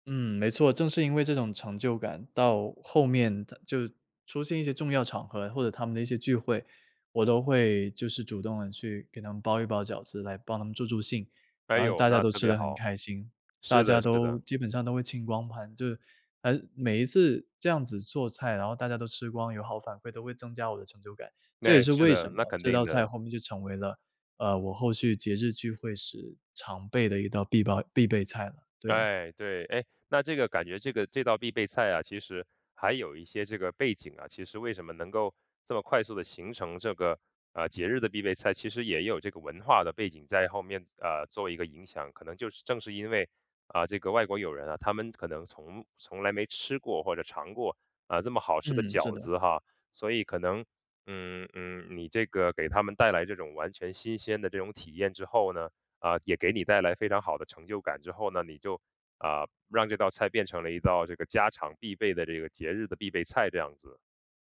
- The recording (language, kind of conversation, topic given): Chinese, podcast, 节日聚会时，你们家通常必做的那道菜是什么？
- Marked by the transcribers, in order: "必备" said as "必报"; tapping